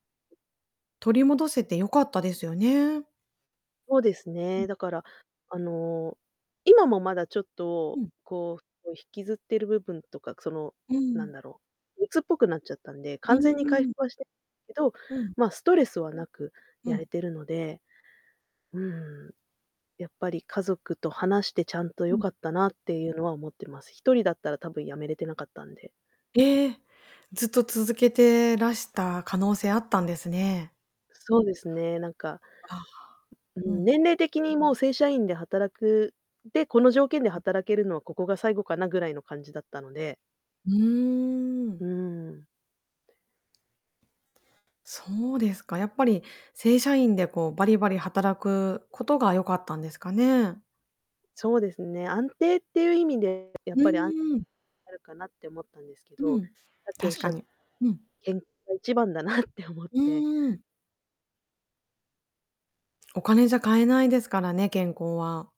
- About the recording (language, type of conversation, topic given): Japanese, podcast, 転職することについて、家族とどのように話し合いましたか？
- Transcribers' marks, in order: tapping; distorted speech; static; other background noise; drawn out: "うーん"